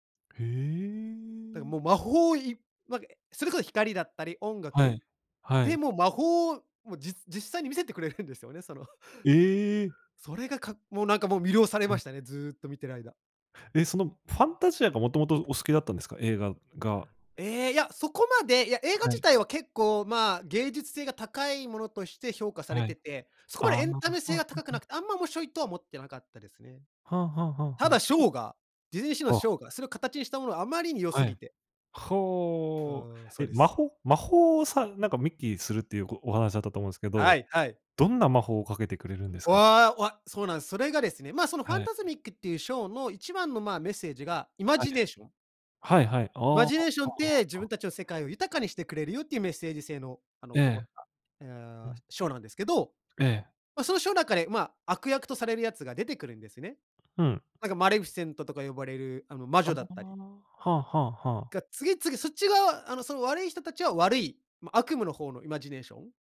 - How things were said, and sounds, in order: tapping
- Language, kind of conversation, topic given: Japanese, podcast, 好きなキャラクターの魅力を教えてくれますか？